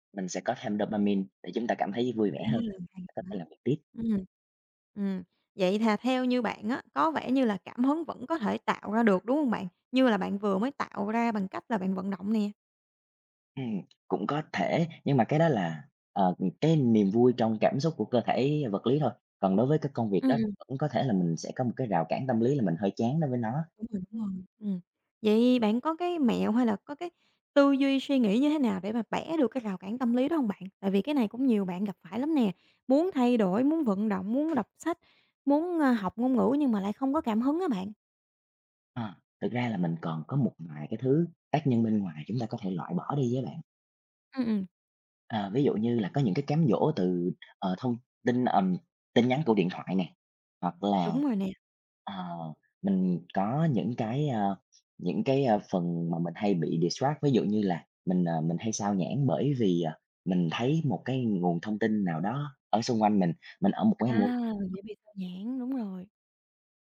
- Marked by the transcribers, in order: in English: "dopamine"; tapping; other background noise; in English: "distract"
- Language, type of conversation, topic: Vietnamese, podcast, Làm sao bạn duy trì kỷ luật khi không có cảm hứng?